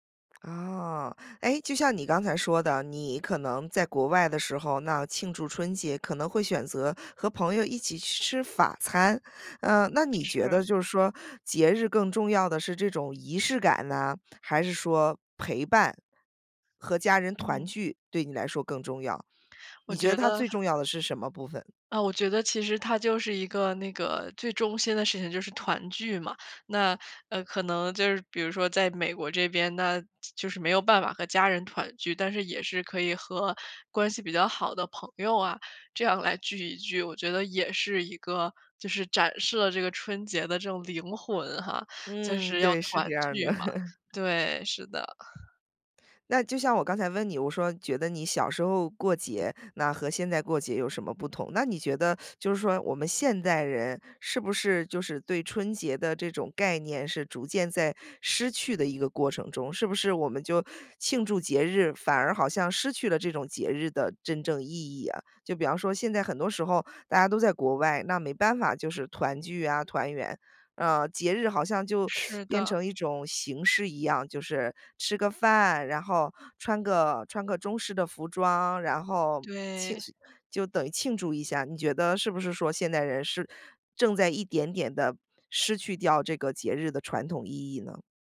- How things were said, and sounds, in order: other background noise; chuckle; teeth sucking; teeth sucking
- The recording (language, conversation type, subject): Chinese, podcast, 能分享一次让你难以忘怀的节日回忆吗？